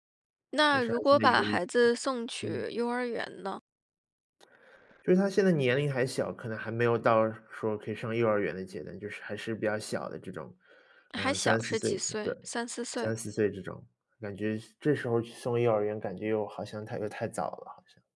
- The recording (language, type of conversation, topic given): Chinese, advice, 我该如何平衡照顾孩子和保留个人时间之间的冲突？
- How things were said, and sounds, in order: other background noise